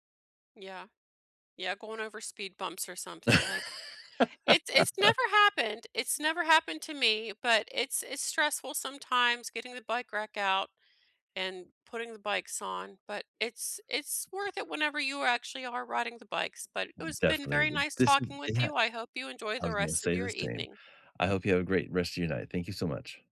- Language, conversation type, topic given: English, unstructured, Have you ever stopped a hobby because it became stressful?
- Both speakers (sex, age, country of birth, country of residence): female, 45-49, United States, United States; male, 55-59, United States, United States
- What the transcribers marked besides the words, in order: laugh; tapping